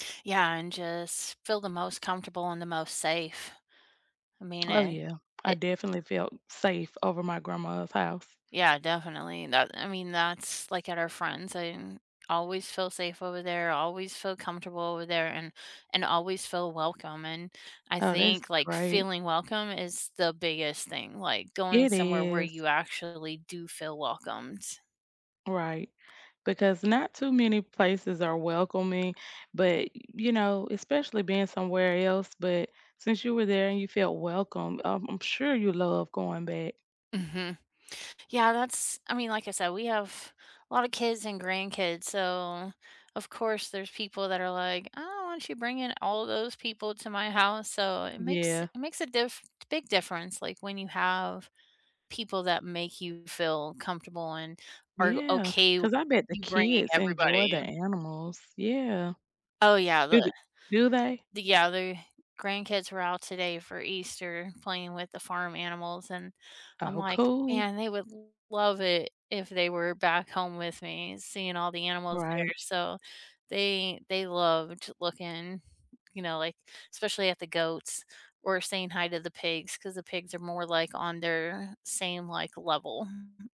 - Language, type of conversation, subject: English, unstructured, What place feels like home to you, and why?
- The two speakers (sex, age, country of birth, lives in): female, 40-44, United States, United States; female, 45-49, United States, United States
- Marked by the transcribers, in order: other background noise; tapping; stressed: "love"; chuckle